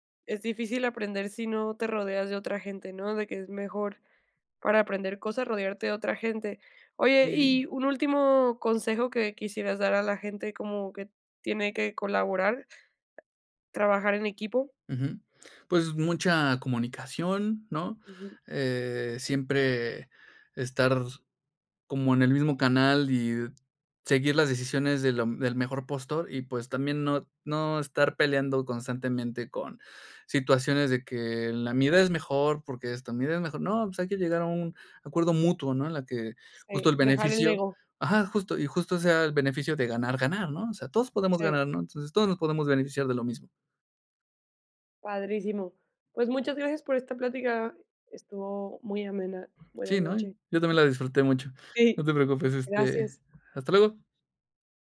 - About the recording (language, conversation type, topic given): Spanish, podcast, ¿Prefieres colaborar o trabajar solo cuando haces experimentos?
- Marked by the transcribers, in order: other background noise